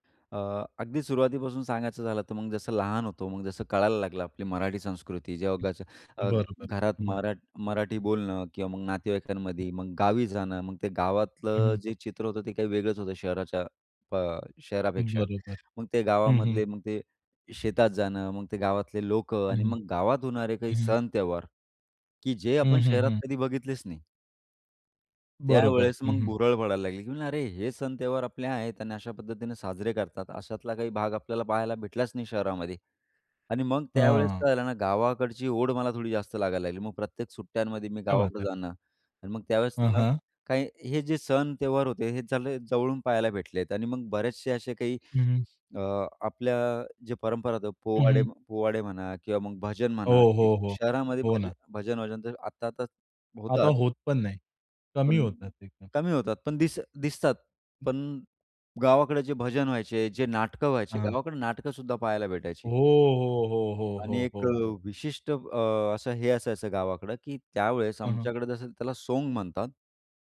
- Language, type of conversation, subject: Marathi, podcast, तुमच्या संस्कृतीतील कोणत्या गोष्टींचा तुम्हाला सर्वात जास्त अभिमान वाटतो?
- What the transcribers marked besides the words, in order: other background noise; in Hindi: "त्योहार"; tapping; in Hindi: "त्योहार"; in Hindi: "त्योहार"